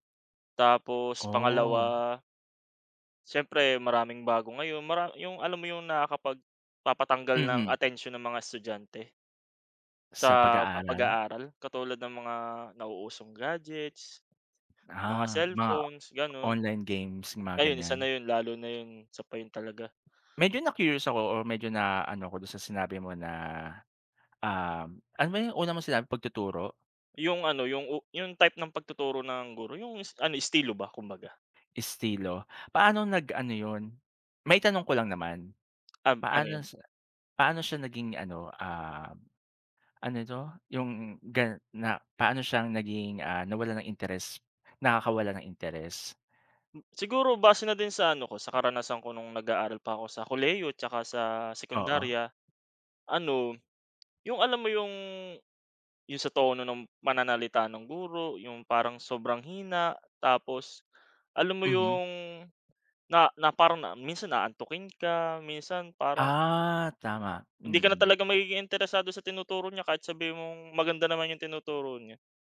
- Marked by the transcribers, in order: drawn out: "Oh"; other noise; tapping; other background noise
- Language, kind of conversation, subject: Filipino, unstructured, Bakit kaya maraming kabataan ang nawawalan ng interes sa pag-aaral?
- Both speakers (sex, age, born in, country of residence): male, 25-29, Philippines, Philippines; male, 40-44, Philippines, Philippines